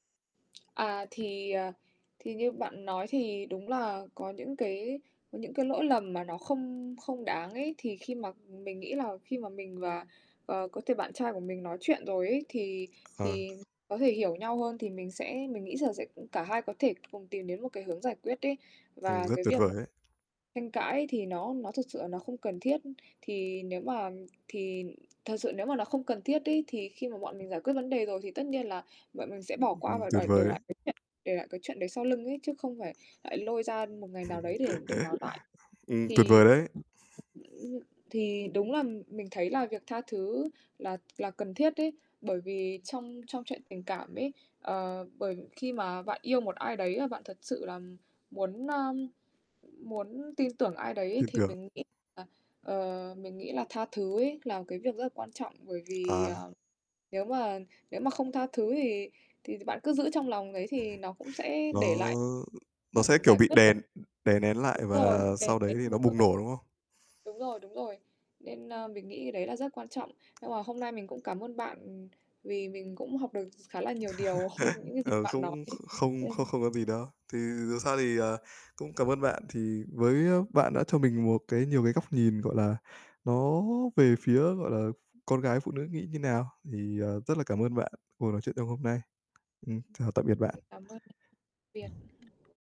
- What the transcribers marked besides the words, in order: distorted speech; other background noise; mechanical hum; tapping; unintelligible speech; chuckle; other noise; static; chuckle; laugh; chuckle; unintelligible speech
- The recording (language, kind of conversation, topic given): Vietnamese, unstructured, Làm sao để giải quyết mâu thuẫn trong tình cảm một cách hiệu quả?
- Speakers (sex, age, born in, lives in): female, 20-24, Vietnam, United States; male, 25-29, Vietnam, Vietnam